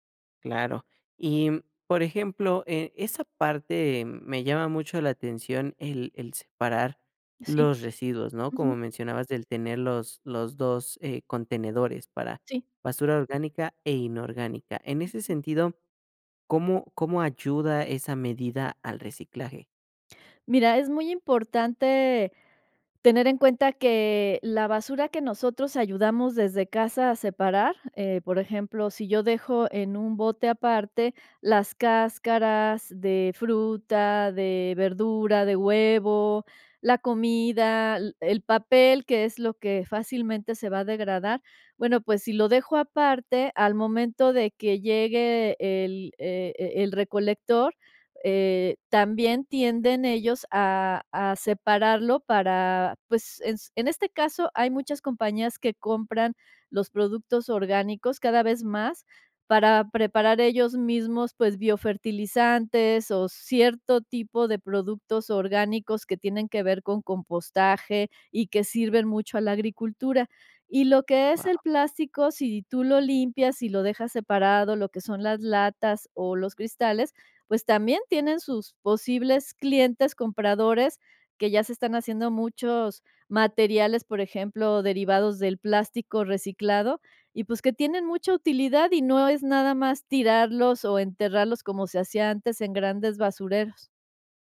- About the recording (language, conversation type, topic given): Spanish, podcast, ¿Realmente funciona el reciclaje?
- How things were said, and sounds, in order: none